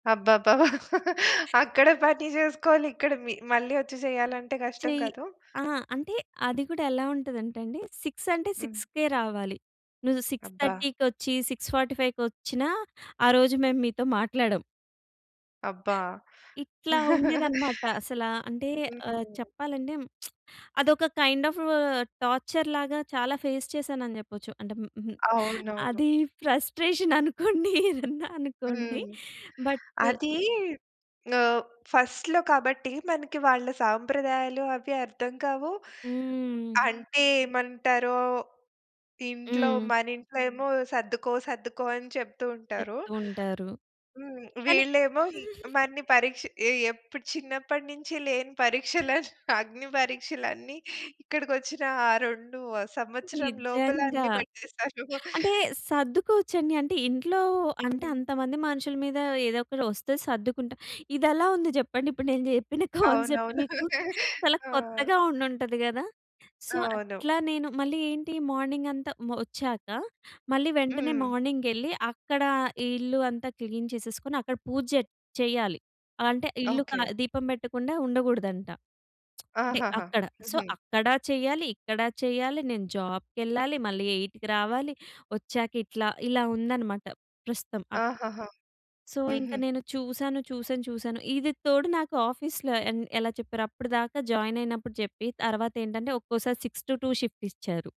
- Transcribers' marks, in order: chuckle; other background noise; in English: "సిక్స్"; in English: "సిక్స్‌కే"; in English: "సిక్స్ ఫార్టీ ఫైవ్‌కి"; chuckle; lip smack; in English: "కైండ్ అఫ్, టార్చర్"; in English: "ఫేస్"; in English: "ఫ్రస్ట్రేషన్"; laughing while speaking: "అనుకోండి, ఏదన్నా అనుకోండి"; in English: "బట్"; in English: "ఫస్ట్‌లో"; tapping; giggle; giggle; laughing while speaking: "పెట్టేస్తారు"; giggle; in English: "కాన్సెప్ట్"; chuckle; in English: "సో"; in English: "మార్నింగ్"; in English: "మార్నింగ్"; in English: "క్లీన్"; lip smack; in English: "సో"; in English: "ఎయిట్‌కి"; in English: "సో"; in English: "ఆఫీస్‌లో"; in English: "జాయిన్"; in English: "సిక్స్ టు టూ షిఫ్ట్"
- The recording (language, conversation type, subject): Telugu, podcast, మీరు వ్యక్తిగత సరిహద్దులను ఎలా నిర్ణయించుకుని అమలు చేస్తారు?